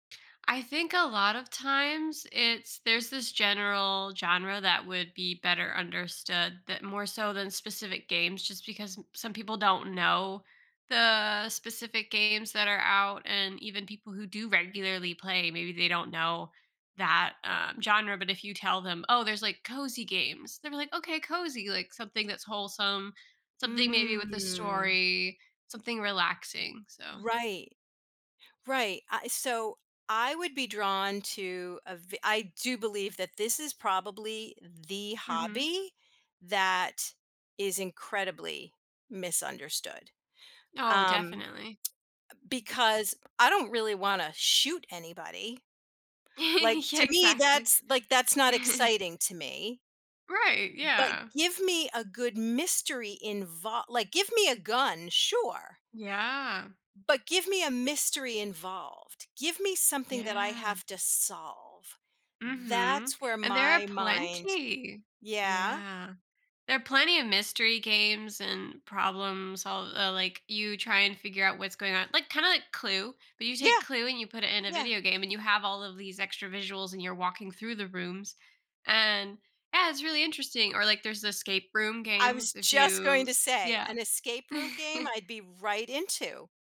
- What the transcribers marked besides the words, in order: drawn out: "Mm"; lip smack; tapping; stressed: "shoot"; chuckle; chuckle; chuckle
- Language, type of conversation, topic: English, unstructured, Why do some hobbies get a bad reputation or are misunderstood by others?
- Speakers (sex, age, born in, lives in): female, 30-34, United States, United States; female, 55-59, United States, United States